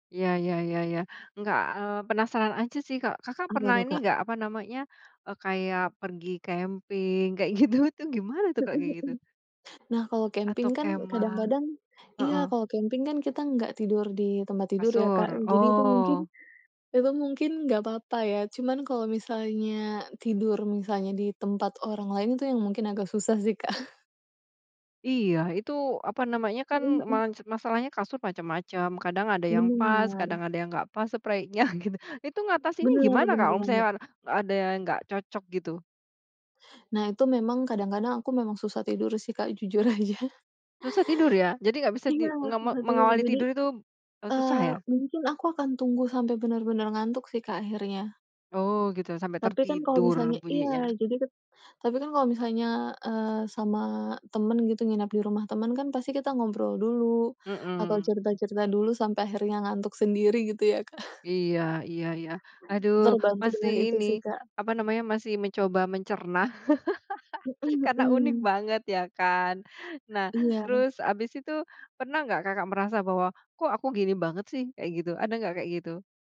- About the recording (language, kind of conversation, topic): Indonesian, podcast, Apakah ada ritual khusus sebelum tidur di rumah kalian yang selalu dilakukan?
- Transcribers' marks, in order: laughing while speaking: "gitu-gitu"; other background noise; tapping; chuckle; chuckle; laughing while speaking: "jujur aja"; chuckle; chuckle; chuckle